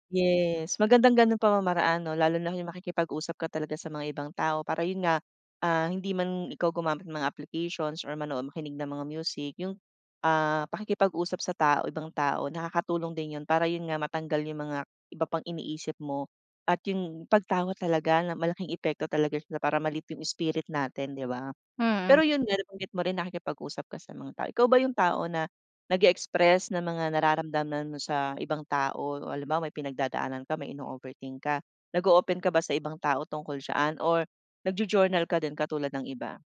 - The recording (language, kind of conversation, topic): Filipino, podcast, Ano ang ginagawa mo para hindi ka masyadong mag-isip nang mag-isip?
- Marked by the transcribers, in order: other background noise; tapping